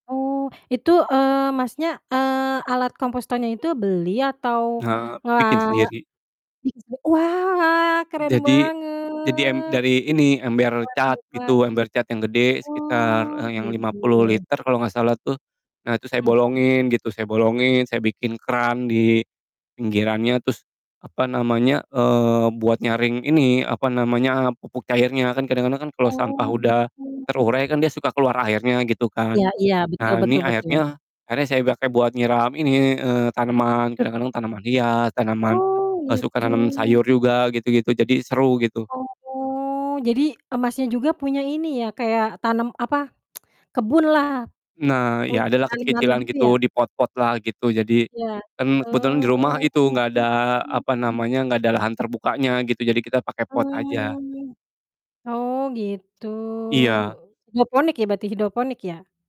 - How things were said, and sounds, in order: "komposternya" said as "kompostonnya"; other background noise; distorted speech; surprised: "wah!"; drawn out: "banget!"; drawn out: "Oh"; tsk; drawn out: "Oh"; drawn out: "Oh"; drawn out: "gitu"
- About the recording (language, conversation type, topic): Indonesian, unstructured, Apa saja cara sederhana yang bisa kita lakukan untuk menjaga lingkungan?